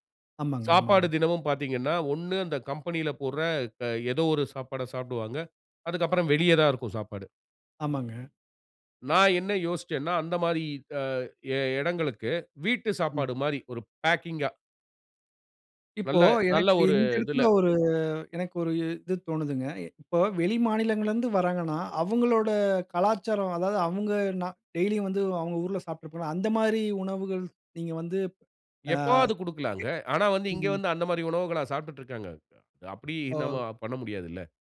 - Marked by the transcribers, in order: other noise; in English: "பேக்கிங்கா"; drawn out: "ஒரு"; unintelligible speech
- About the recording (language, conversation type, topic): Tamil, podcast, நீண்டகால தொழில் இலக்கு என்ன?